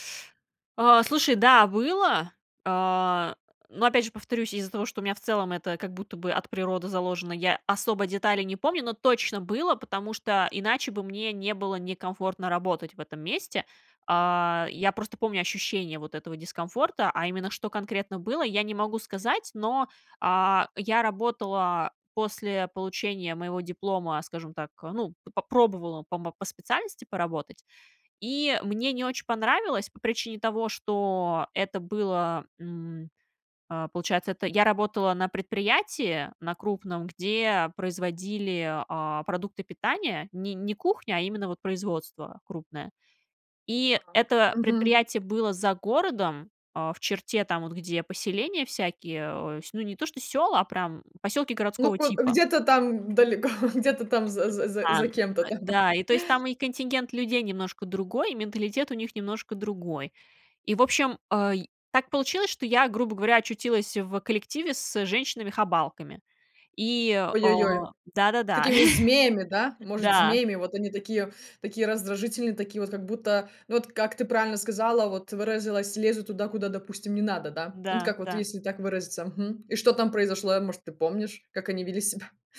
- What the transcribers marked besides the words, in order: unintelligible speech; laugh; laughing while speaking: "да-да-да, да"
- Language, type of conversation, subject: Russian, podcast, Как вы выстраиваете личные границы в отношениях?